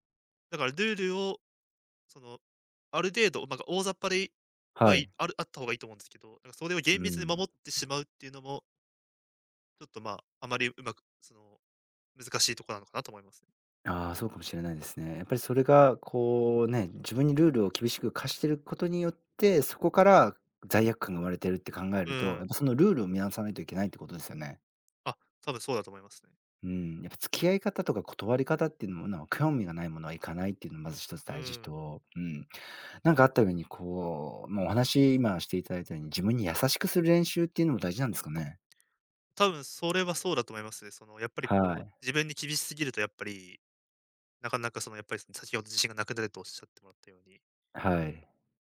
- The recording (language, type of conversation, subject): Japanese, advice, 外食や飲み会で食べると強い罪悪感を感じてしまうのはなぜですか？
- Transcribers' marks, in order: lip smack